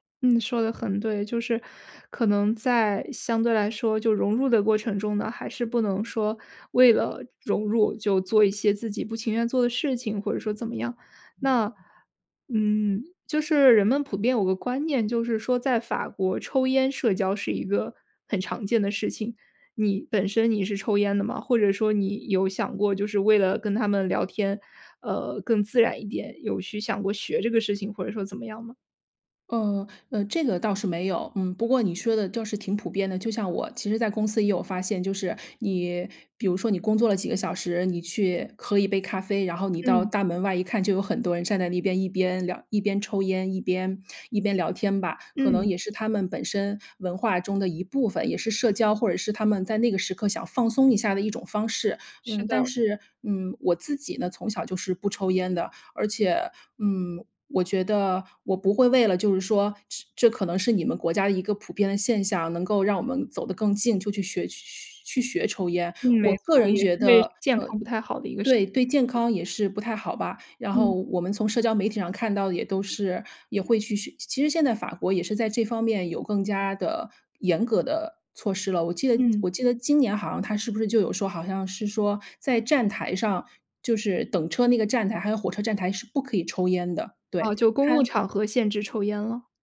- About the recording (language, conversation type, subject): Chinese, podcast, 你如何在适应新文化的同时保持自我？
- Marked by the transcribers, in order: other background noise; unintelligible speech